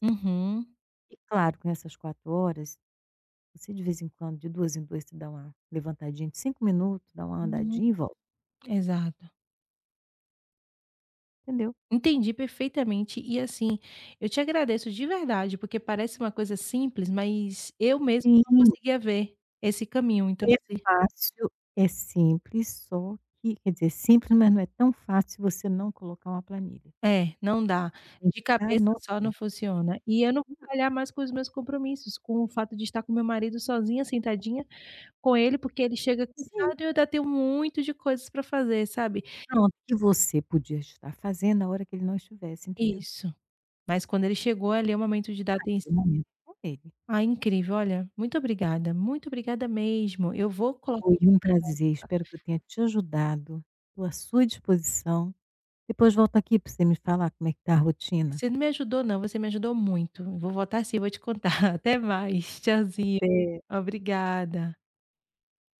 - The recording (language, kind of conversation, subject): Portuguese, advice, Como posso decidir entre compromissos pessoais e profissionais importantes?
- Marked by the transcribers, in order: unintelligible speech; other background noise; tapping; chuckle